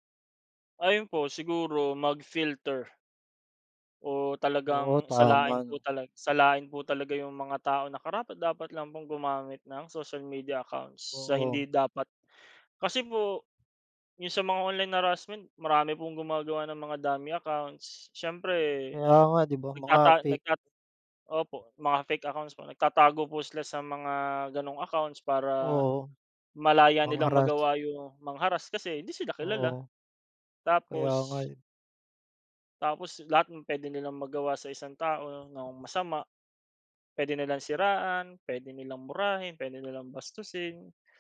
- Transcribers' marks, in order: none
- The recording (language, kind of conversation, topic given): Filipino, unstructured, Ano ang palagay mo sa panliligalig sa internet at paano ito nakaaapekto sa isang tao?
- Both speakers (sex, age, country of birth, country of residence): male, 25-29, Philippines, Philippines; male, 30-34, Philippines, Philippines